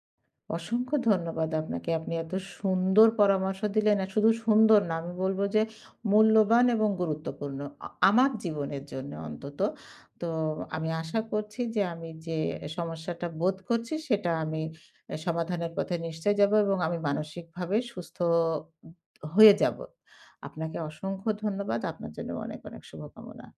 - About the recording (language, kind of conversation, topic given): Bengali, advice, আমি কীভাবে পরিচিতদের সঙ্গে ঘনিষ্ঠতা বাড়াতে গিয়ে ব্যক্তিগত সীমানা ও নৈকট্যের ভারসাম্য রাখতে পারি?
- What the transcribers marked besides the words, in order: lip smack